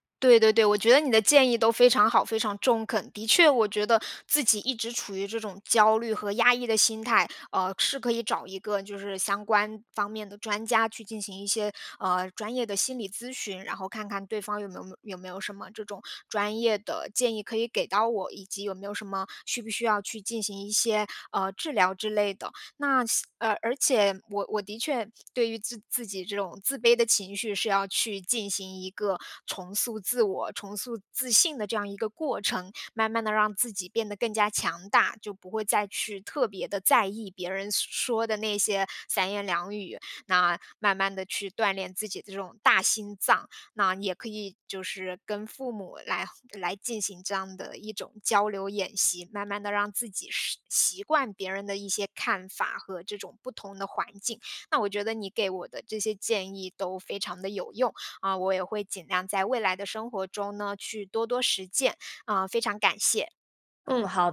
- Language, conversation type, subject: Chinese, advice, 我很在意别人的评价，怎样才能不那么敏感？
- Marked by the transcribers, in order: none